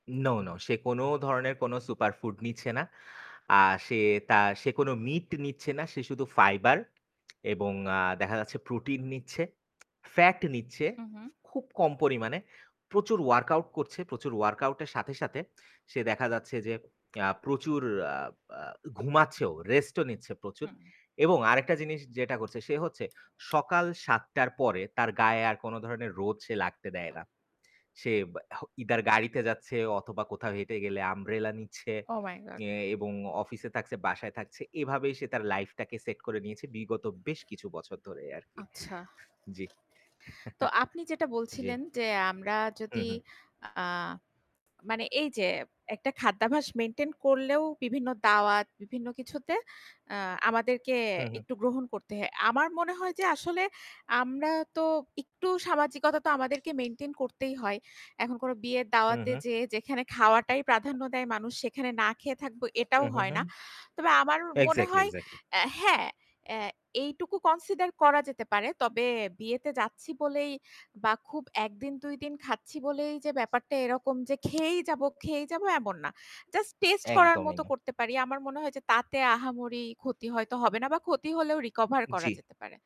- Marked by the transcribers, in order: tapping; other background noise; static; chuckle; distorted speech
- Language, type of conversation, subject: Bengali, unstructured, সঠিক খাদ্যাভ্যাস কীভাবে শরীরকে শক্তিশালী করে?
- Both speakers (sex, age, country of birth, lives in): female, 30-34, Bangladesh, Bangladesh; male, 25-29, Bangladesh, Bangladesh